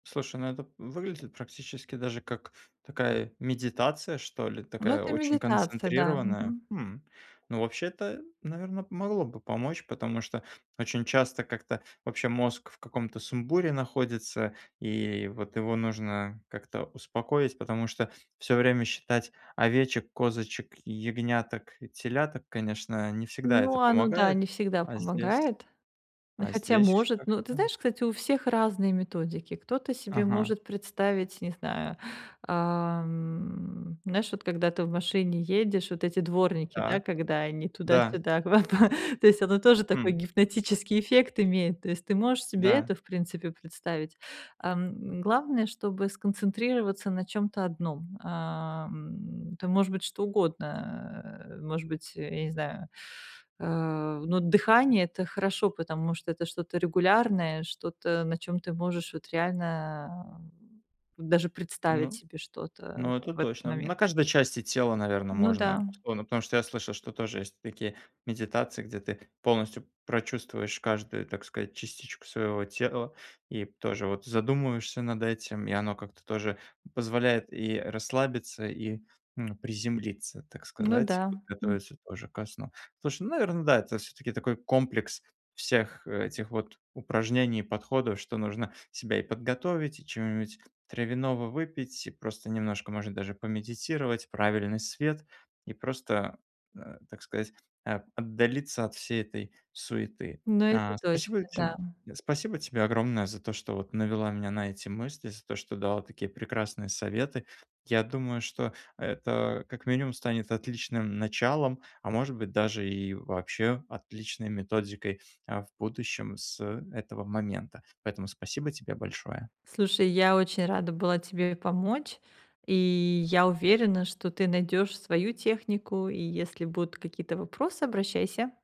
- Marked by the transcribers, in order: tapping; laughing while speaking: "в оба"
- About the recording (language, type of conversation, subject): Russian, advice, Как заменить вечернее экранное время на ритуалы, которые помогут быстрее заснуть?